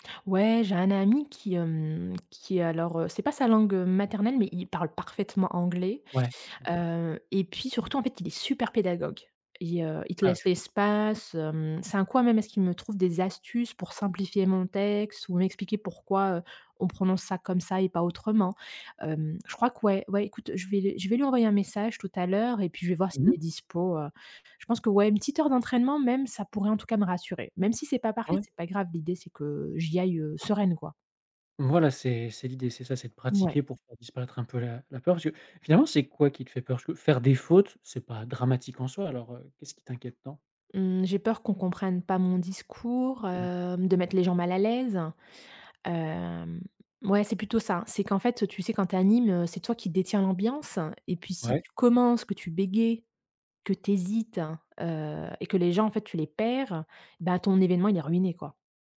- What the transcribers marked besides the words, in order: none
- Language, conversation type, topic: French, advice, Comment décririez-vous votre anxiété avant de prendre la parole en public ?